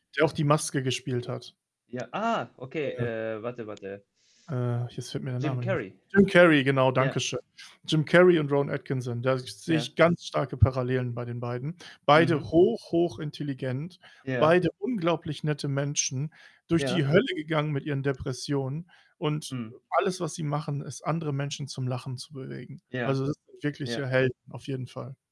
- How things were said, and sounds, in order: other background noise; static; distorted speech
- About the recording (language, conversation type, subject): German, unstructured, Welche Rolle spielt Humor in deinem Alltag?